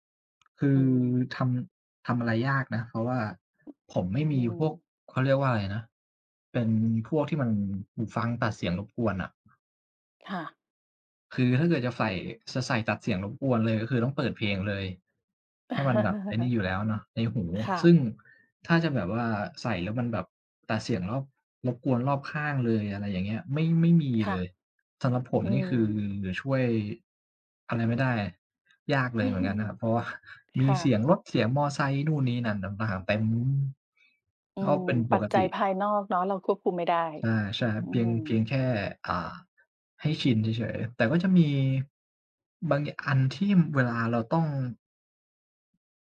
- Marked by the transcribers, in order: other noise; chuckle; chuckle
- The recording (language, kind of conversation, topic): Thai, unstructured, คุณชอบฟังเพลงระหว่างทำงานหรือชอบทำงานในความเงียบมากกว่ากัน และเพราะอะไร?